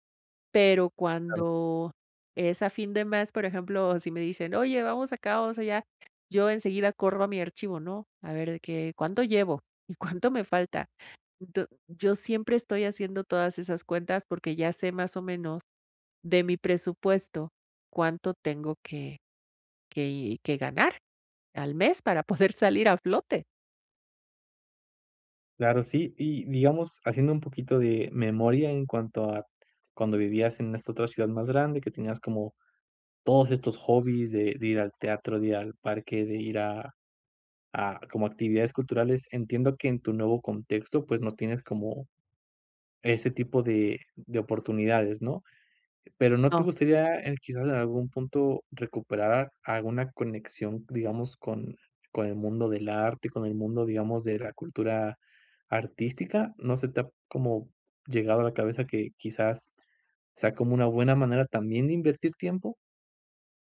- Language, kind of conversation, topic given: Spanish, advice, ¿Por qué me siento culpable al descansar o divertirme en lugar de trabajar?
- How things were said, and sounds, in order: chuckle; laughing while speaking: "poder"